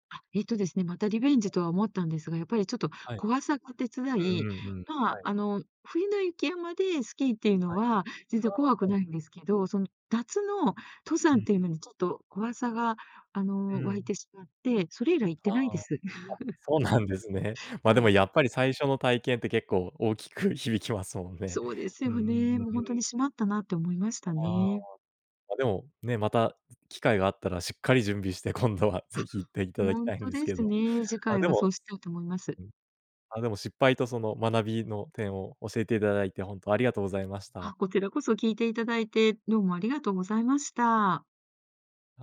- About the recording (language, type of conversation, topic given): Japanese, podcast, 直感で判断して失敗した経験はありますか？
- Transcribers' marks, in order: other background noise; laugh